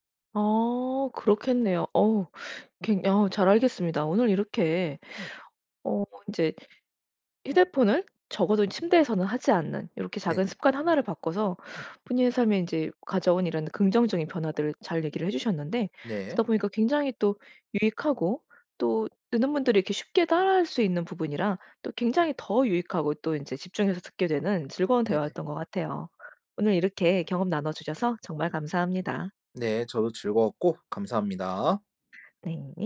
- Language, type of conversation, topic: Korean, podcast, 작은 습관 하나가 삶을 바꾼 적이 있나요?
- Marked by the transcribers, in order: none